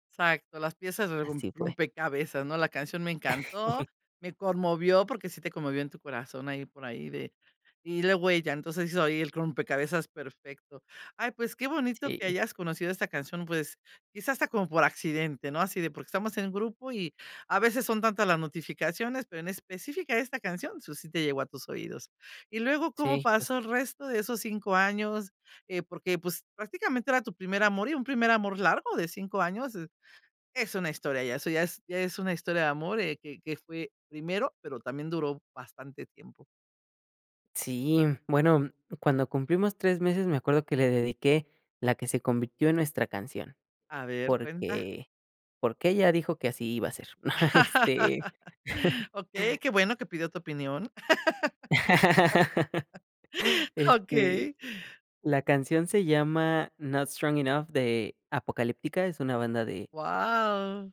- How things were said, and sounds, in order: chuckle; "rompecabezas" said as "crompecabezas"; giggle; other background noise; laugh
- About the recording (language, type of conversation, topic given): Spanish, podcast, ¿Qué canción asocias con tu primer amor?